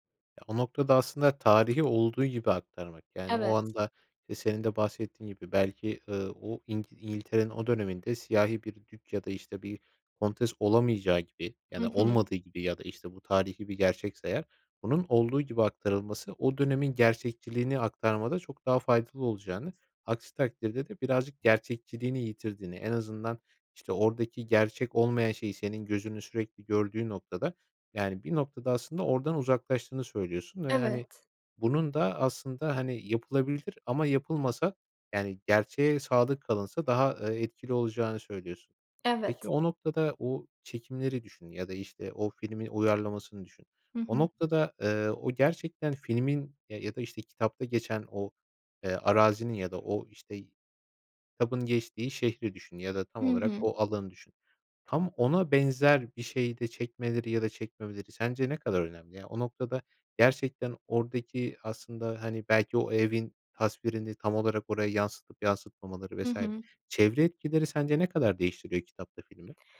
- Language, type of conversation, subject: Turkish, podcast, Kitap okumak ile film izlemek hikâyeyi nasıl değiştirir?
- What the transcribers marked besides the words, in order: tapping